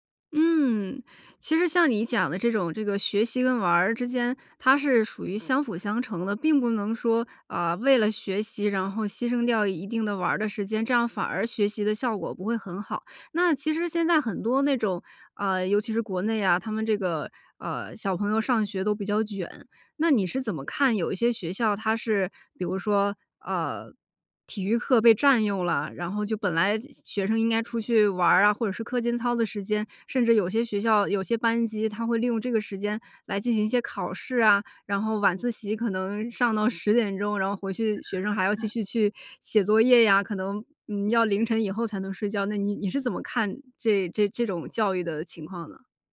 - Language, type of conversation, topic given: Chinese, podcast, 你觉得学习和玩耍怎么搭配最合适?
- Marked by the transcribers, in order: other noise